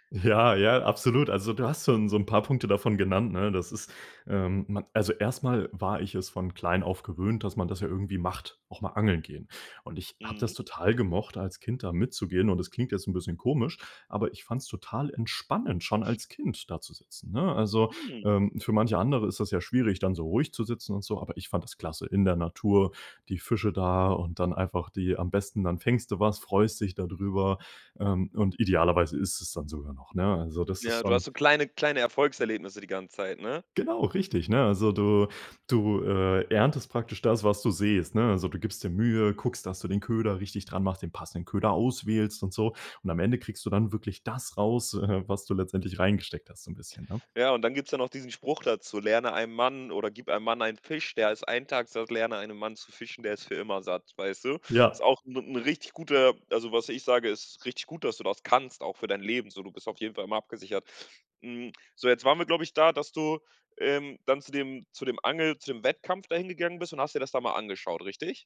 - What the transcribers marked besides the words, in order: joyful: "Ja, ja, absolut"; other background noise; surprised: "Mhm"
- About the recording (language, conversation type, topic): German, podcast, Was ist dein liebstes Hobby?